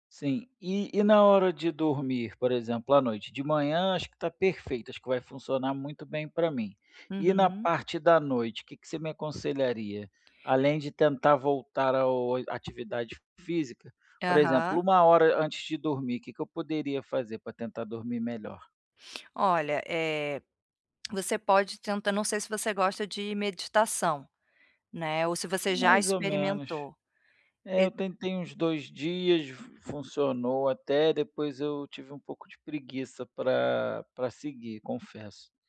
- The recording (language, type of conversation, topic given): Portuguese, advice, Como posso criar um ritual breve para reduzir o estresse físico diário?
- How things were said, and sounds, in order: none